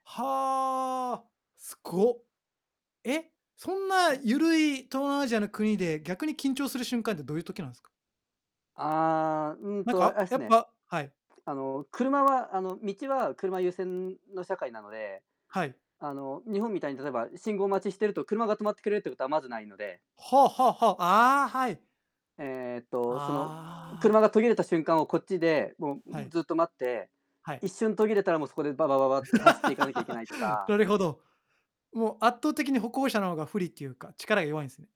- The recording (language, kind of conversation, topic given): Japanese, unstructured, 旅行に行くとき、何をいちばん楽しみにしていますか？
- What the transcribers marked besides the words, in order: static; distorted speech; groan; laugh